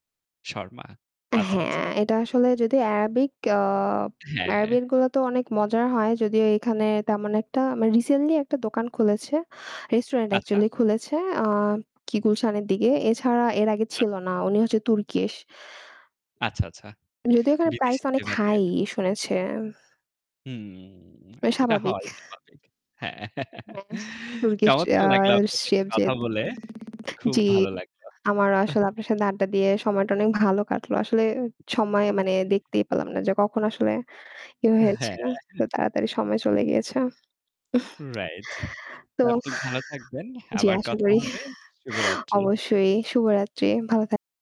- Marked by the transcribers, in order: horn; distorted speech; other background noise; tapping; drawn out: "হুম"; laugh; mechanical hum; chuckle; chuckle
- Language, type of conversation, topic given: Bengali, unstructured, তুমি কি মনে করো স্থানীয় খাবার খাওয়া ভালো, নাকি বিদেশি খাবার?